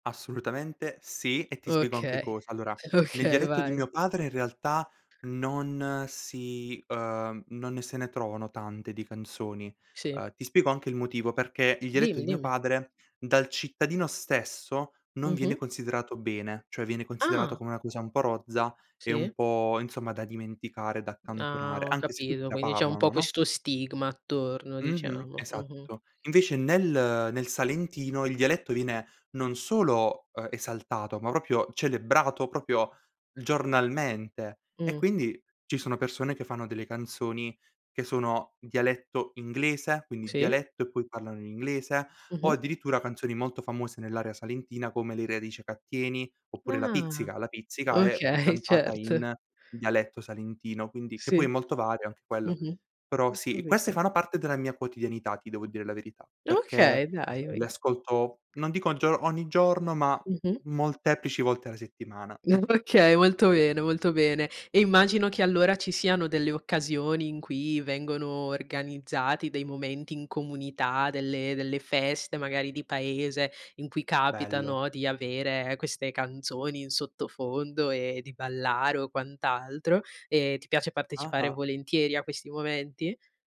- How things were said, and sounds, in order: laughing while speaking: "Okay"; tapping; "capito" said as "capido"; "proprio" said as "propio"; "proprio" said as "propio"; chuckle; chuckle
- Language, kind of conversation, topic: Italian, podcast, Come ti ha influenzato il dialetto o la lingua della tua famiglia?
- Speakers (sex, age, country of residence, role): female, 20-24, Italy, host; male, 18-19, Italy, guest